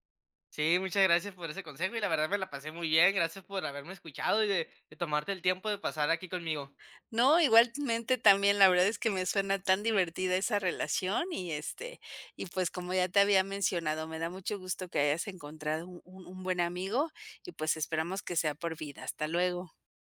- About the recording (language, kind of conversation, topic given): Spanish, podcast, ¿Has conocido a alguien por casualidad que haya cambiado tu mundo?
- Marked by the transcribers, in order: none